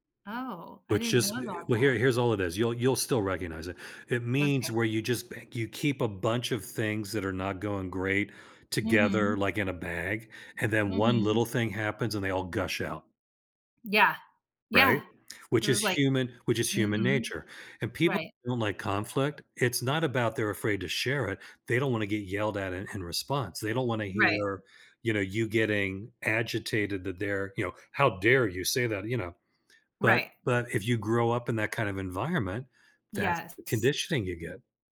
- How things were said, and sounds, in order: put-on voice: "How dare you say that"
- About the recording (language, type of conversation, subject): English, unstructured, How can practicing gratitude change your outlook and relationships?